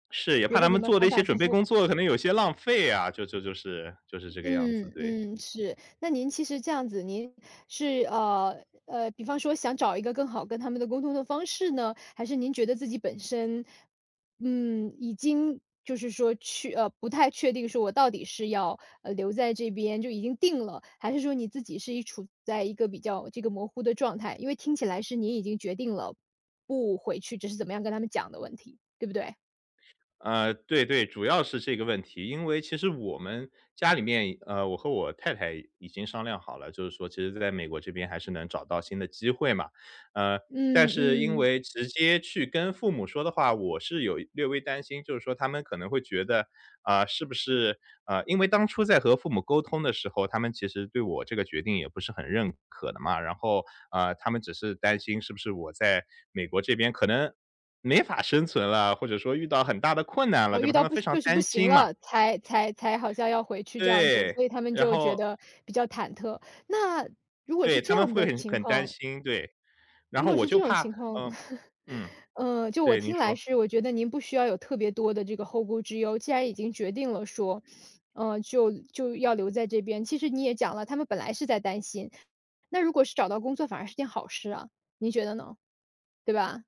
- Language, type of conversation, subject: Chinese, advice, 我想撤回或修正一个重要决定，但不知道该从哪里开始？
- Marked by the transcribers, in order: other background noise; chuckle